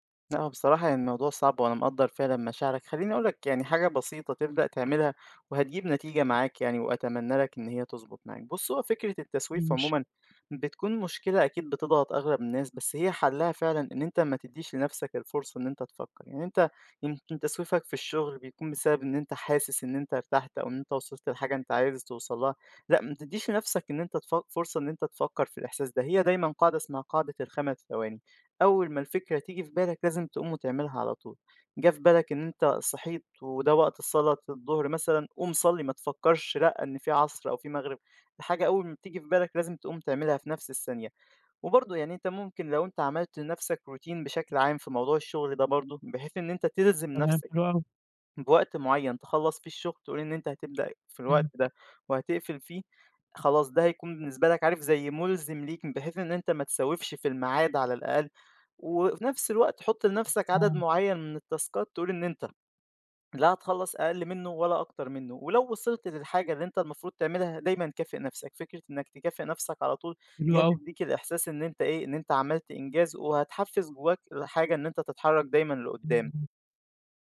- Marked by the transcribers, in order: other background noise; unintelligible speech; in English: "routine"; tapping; in English: "التاسكات"
- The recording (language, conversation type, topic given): Arabic, advice, إزاي بتتعامل مع التسويف وتأجيل الحاجات المهمة؟